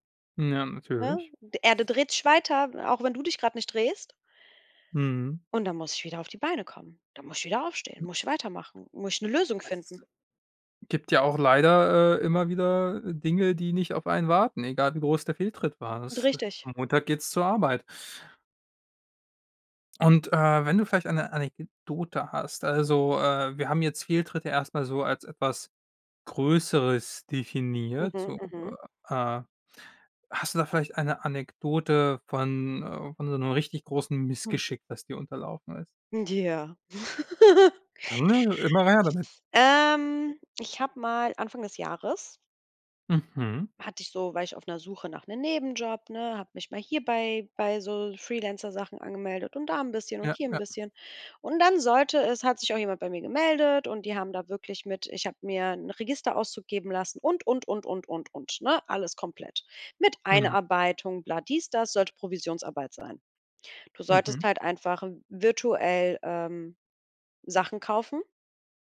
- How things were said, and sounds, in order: other background noise; stressed: "Größeres"; laugh; unintelligible speech; drawn out: "Ähm"; stressed: "gemeldet"
- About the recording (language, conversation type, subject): German, podcast, Was hilft dir, nach einem Fehltritt wieder klarzukommen?